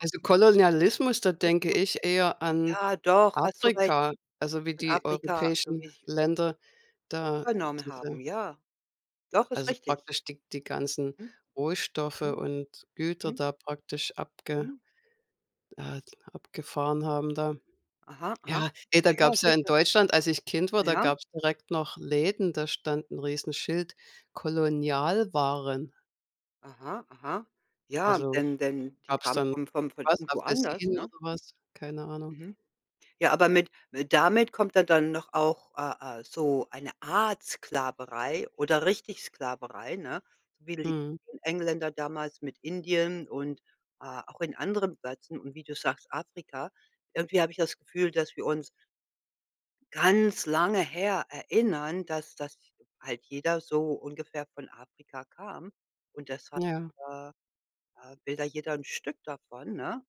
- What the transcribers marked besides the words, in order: unintelligible speech; unintelligible speech
- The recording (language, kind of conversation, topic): German, unstructured, Was denkst du über den Einfluss des Kolonialismus heute?